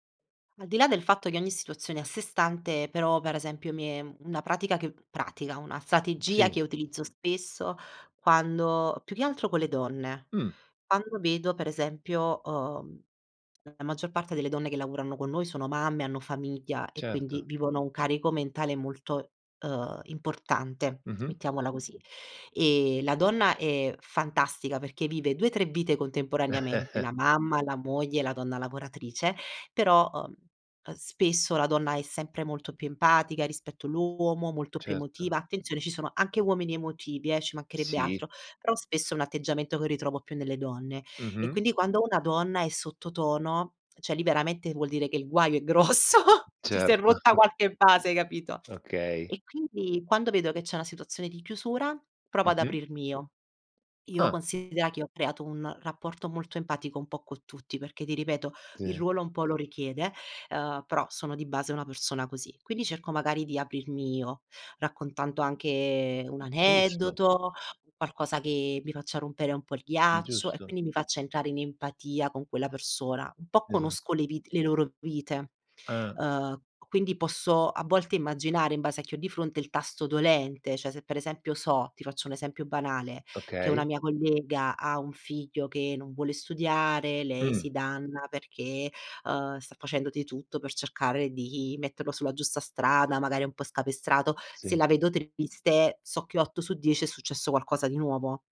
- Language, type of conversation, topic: Italian, podcast, Come fai a porre domande che aiutino gli altri ad aprirsi?
- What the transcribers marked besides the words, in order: "con" said as "co"; chuckle; "mancherebbe" said as "macherebbe"; "cioè" said as "ceh"; laughing while speaking: "grosso"; "cioè" said as "ceh"; chuckle; "Sì" said as "zi"; "cioè" said as "ceh"